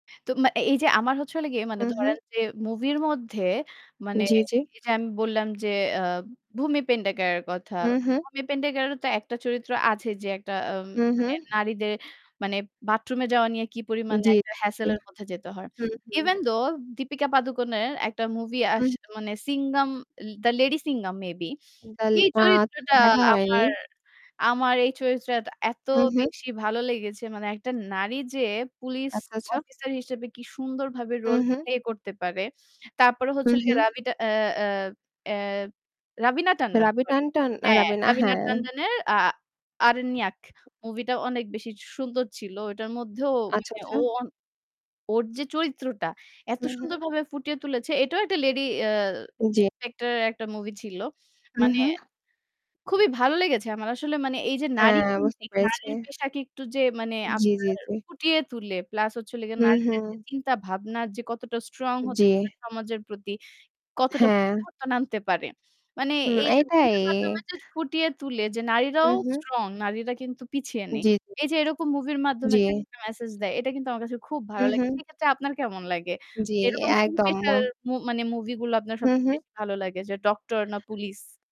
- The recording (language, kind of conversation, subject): Bengali, unstructured, সিনেমায় নারীদের চরিত্র নিয়ে আপনার কী ধারণা?
- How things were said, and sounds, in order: distorted speech; "পেডনেকারের" said as "পেন্ডেকারের"; "পেডনেকারেরও" said as "পেন্ডেকারেরও"; in English: "hassle"; in English: "Even though"; unintelligible speech; in English: "role play"; tapping; in English: "strong"; in English: "strong"